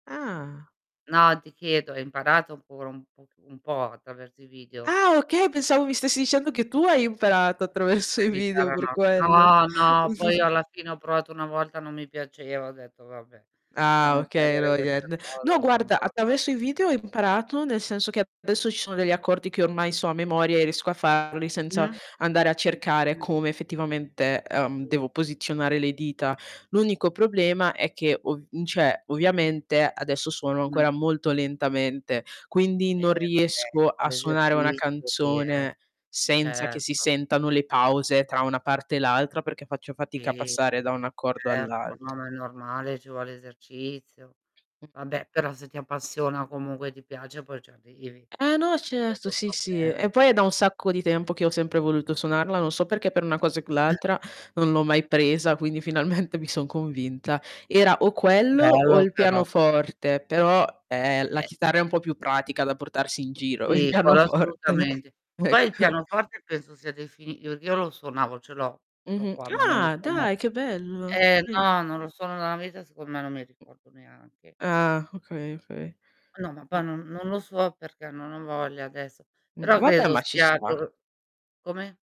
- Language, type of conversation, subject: Italian, unstructured, Quale abilità ti piacerebbe imparare quest’anno?
- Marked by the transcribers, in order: other background noise; distorted speech; laughing while speaking: "attraverso"; tapping; chuckle; static; "lasciamo" said as "sciamo"; "niente" said as "niende"; unintelligible speech; unintelligible speech; "cioè" said as "ceh"; "certo" said as "cierto"; "problema" said as "probleme"; other noise; "quell'altra" said as "cl altra"; laughing while speaking: "finalmente"; laughing while speaking: "il pianoforte ecco"